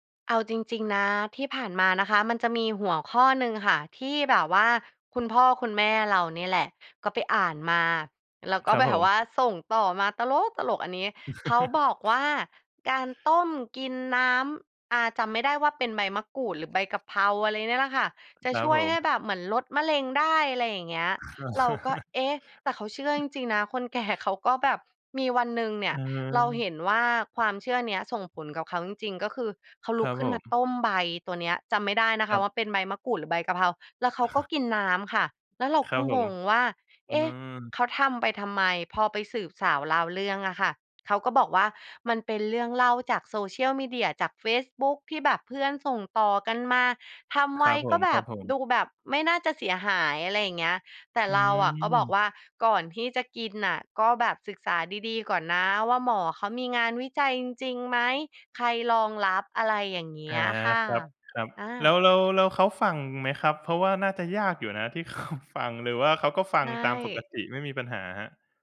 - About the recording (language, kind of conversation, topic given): Thai, podcast, เรื่องเล่าบนโซเชียลมีเดียส่งผลต่อความเชื่อของผู้คนอย่างไร?
- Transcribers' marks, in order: laughing while speaking: "แบบว่า"; stressed: "ตลก ๆ"; chuckle; other background noise; tapping; chuckle; laughing while speaking: "แก่"; laughing while speaking: "เขา"